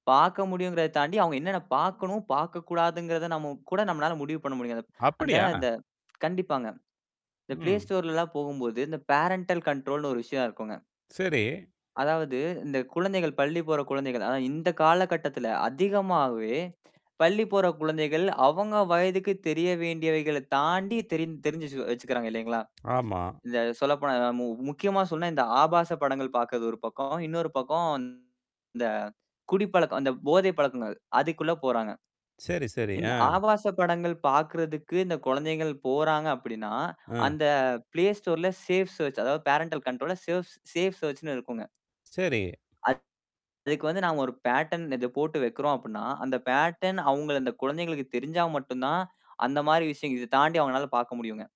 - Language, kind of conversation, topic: Tamil, podcast, பள்ளி குழந்தைகளுக்கு திரைநேரம் உள்ளிட்ட தொழில்நுட்பப் பயன்பாட்டுக்கு எப்படி சிறந்த முறையில் எல்லைகள் அமைத்துக் கொடுக்கலாம்?
- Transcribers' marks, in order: tapping; in English: "பேரன்டல் கண்ட்ரோல்ன்னு"; other noise; other background noise; distorted speech; in English: "சேஃப் சேர்ச்"; in English: "பேரன்டல் கண்ட்ரோல்ல, சேவ்ஸ் சேஃப் சேர்ச்சுன்னு"; in English: "பேட்டர்ன்"; in English: "பேட்டர்ன்"